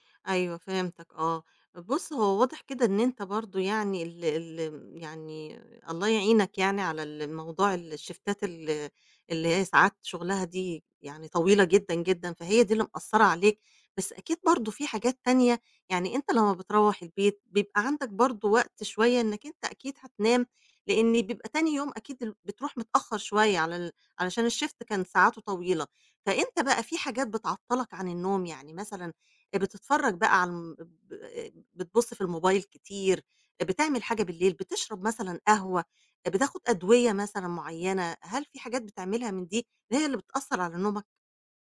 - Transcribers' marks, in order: in English: "الـشيفتات"; in English: "الshift"
- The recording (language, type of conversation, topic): Arabic, advice, إزاي أقدر ألتزم بميعاد نوم وصحيان ثابت؟